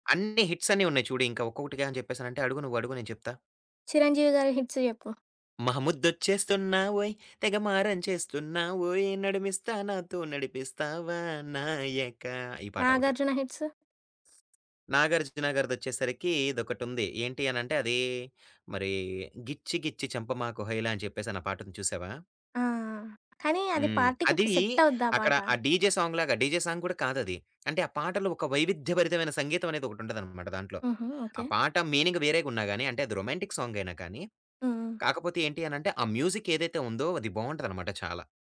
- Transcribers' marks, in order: in English: "హిట్స్"; singing: "మహముద్చేస్తున్నావోయ్ తెగమారం చేస్తున్నావోయ్ నడుమిస్తా నాతో నడిపిస్తావా నాయకా"; tapping; in English: "హిట్స్?"; in English: "పార్టీకి సెట్"; in English: "డీజే సాంగ్‌లాగా, డీజే సాంగ్"; in English: "మీనింగ్"; in English: "రొమాంటిక్"; in English: "మ్యూజిక్"
- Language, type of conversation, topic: Telugu, podcast, పార్టీకి ప్లేలిస్ట్ సిద్ధం చేయాలంటే మొదట మీరు ఎలాంటి పాటలను ఎంచుకుంటారు?